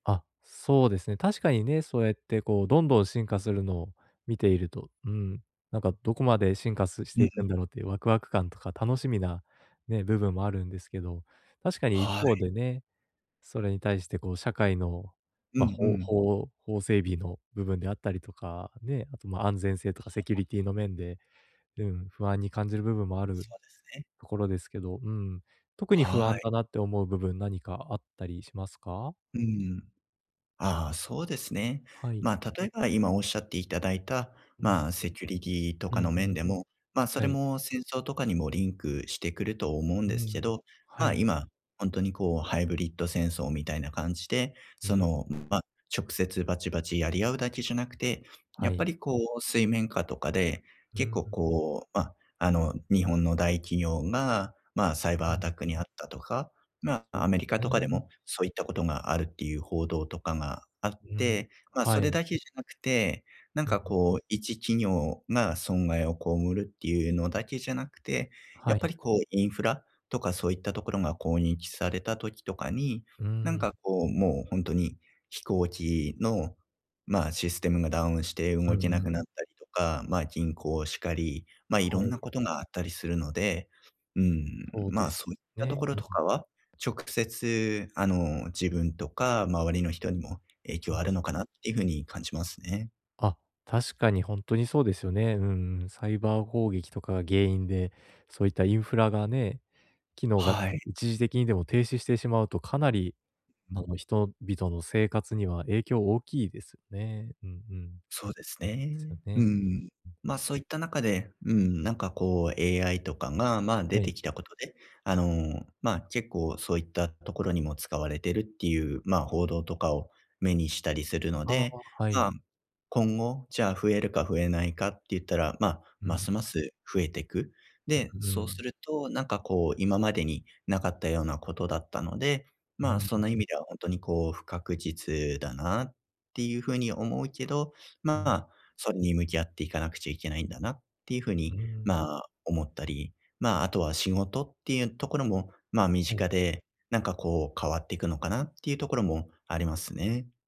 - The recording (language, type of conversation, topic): Japanese, advice, 不確実な状況にどう向き合えば落ち着いて過ごせますか？
- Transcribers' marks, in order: unintelligible speech; other background noise; tapping; unintelligible speech